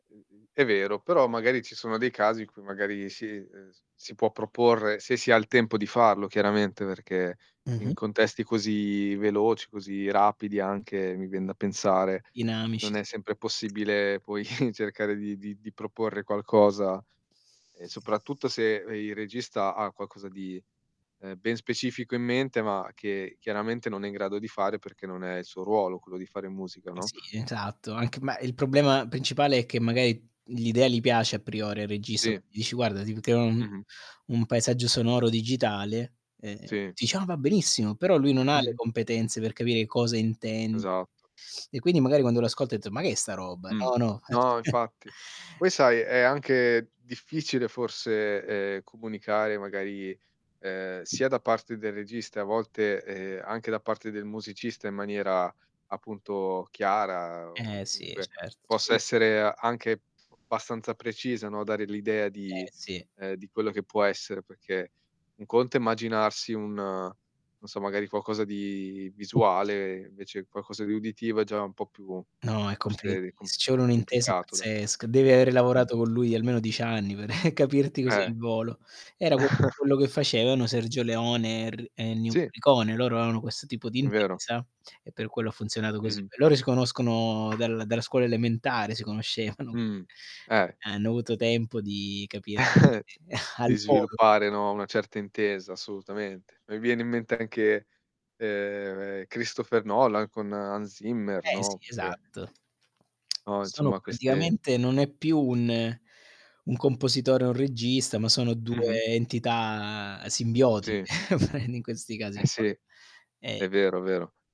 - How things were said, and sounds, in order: unintelligible speech; static; laughing while speaking: "poi"; tapping; distorted speech; chuckle; "abbastanza" said as "bastanza"; other background noise; chuckle; laughing while speaking: "conoscevano"; chuckle; unintelligible speech; chuckle; chuckle; laughing while speaking: "prendi"
- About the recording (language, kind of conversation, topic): Italian, unstructured, In che modo la musica nei giochi di avventura contribuisce a creare atmosfera e immersione?